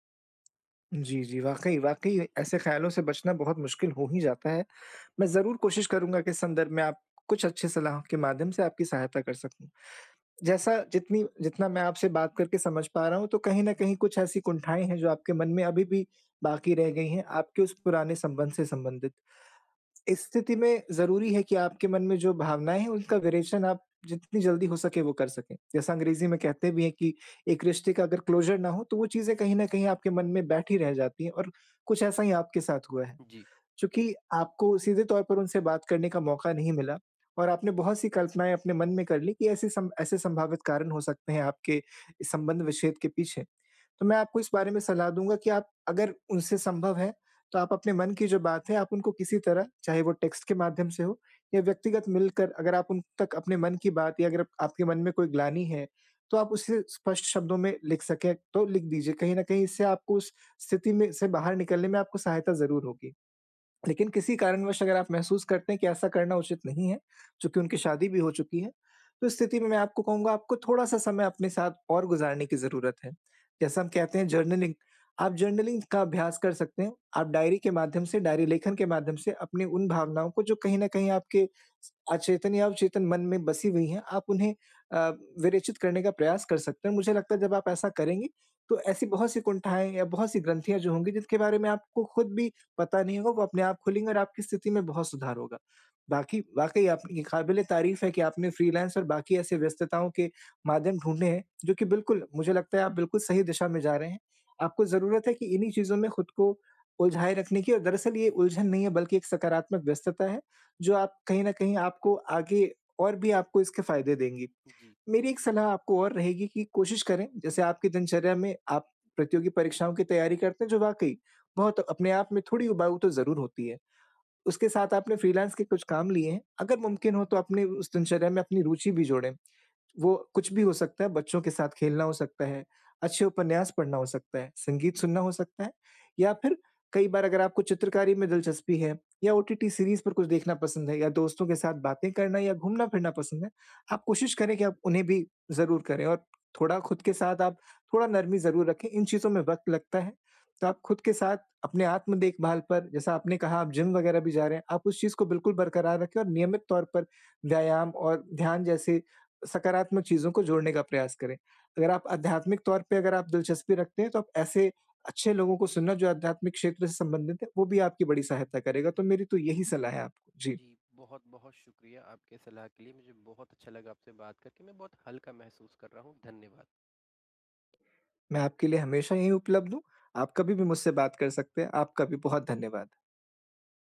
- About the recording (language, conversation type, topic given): Hindi, advice, ब्रेकअप के बाद मैं अपने जीवन में नया उद्देश्य कैसे खोजूँ?
- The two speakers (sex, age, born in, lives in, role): male, 25-29, India, India, advisor; male, 25-29, India, India, user
- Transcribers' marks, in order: in English: "क्लोज़र"; in English: "टेक्स्ट"; in English: "जर्नलिंग"; in English: "जर्नलिंग"